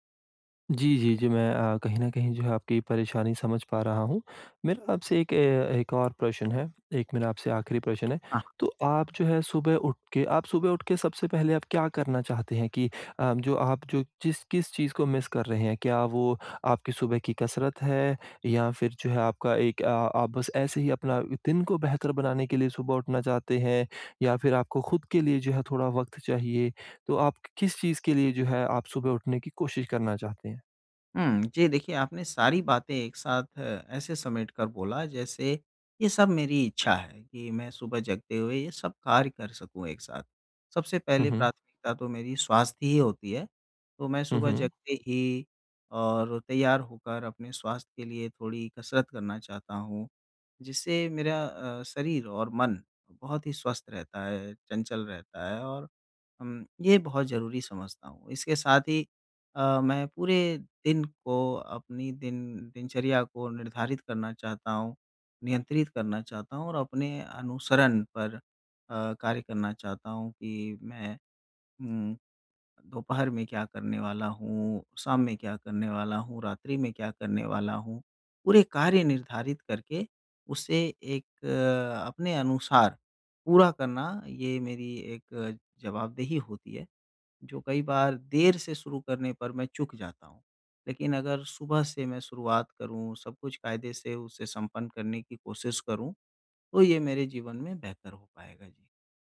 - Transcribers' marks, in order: tapping; in English: "मिस"; other background noise
- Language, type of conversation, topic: Hindi, advice, नियमित सुबह की दिनचर्या कैसे स्थापित करें?